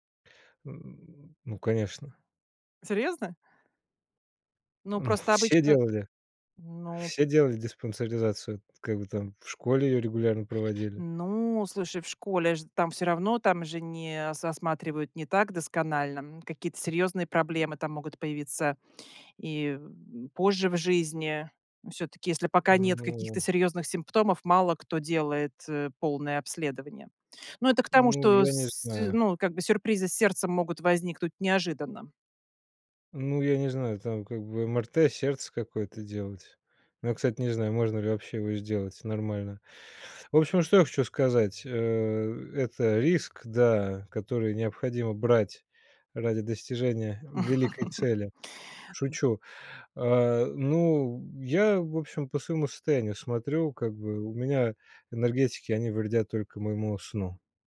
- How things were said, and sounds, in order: grunt; chuckle; tapping; chuckle
- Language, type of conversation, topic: Russian, podcast, Какие напитки помогают или мешают тебе спать?